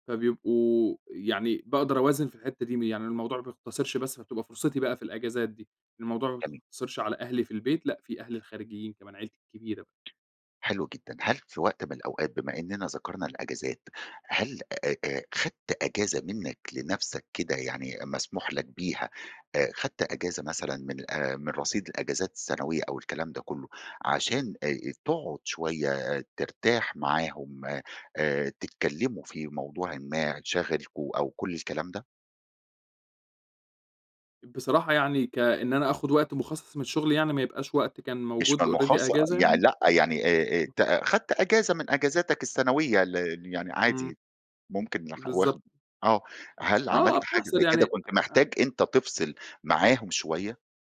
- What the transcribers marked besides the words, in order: tapping; in English: "already"
- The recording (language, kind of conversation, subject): Arabic, podcast, ما معنى التوازن بين الشغل والحياة بالنسبة لك؟